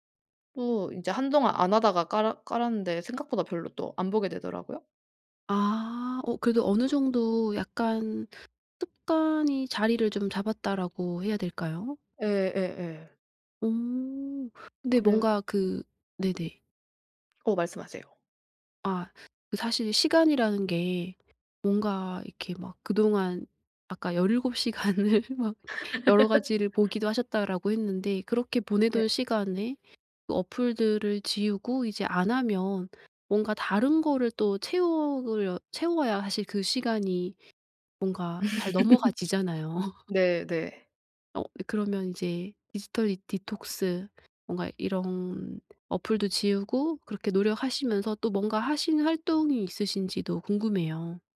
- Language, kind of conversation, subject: Korean, podcast, 디지털 디톡스는 어떻게 시작하나요?
- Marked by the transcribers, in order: other background noise; laughing while speaking: "시간을 막"; laugh; laugh; tapping